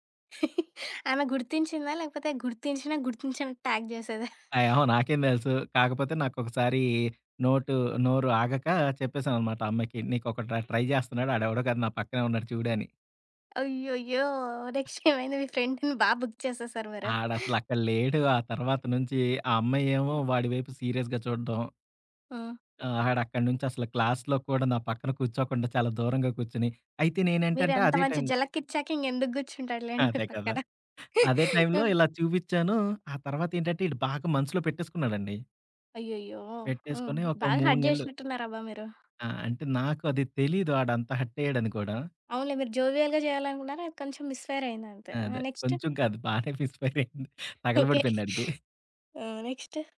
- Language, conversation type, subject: Telugu, podcast, ఏ సంభాషణ ఒకరోజు నీ జీవిత దిశను మార్చిందని నీకు గుర్తుందా?
- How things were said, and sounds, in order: chuckle; in English: "యాక్ట్"; in English: "ట్ర ట్రై"; laughing while speaking: "నెక్స్టేమైంది మీ ఫ్రెండుని బా"; other background noise; in English: "బుక్"; in English: "సీరియస్‌గా"; in English: "క్లాస్‌లో"; laughing while speaking: "మీ పక్కన"; in English: "హర్ట్"; in English: "జోవియల్‌గా"; in English: "మిస్ ఫైర్"; in English: "నెక్స్ట్?"; laughing while speaking: "బానే మిస్ ఫైర్ అయింది"; in English: "మిస్ ఫైర్"; chuckle; in English: "నెక్స్ట్?"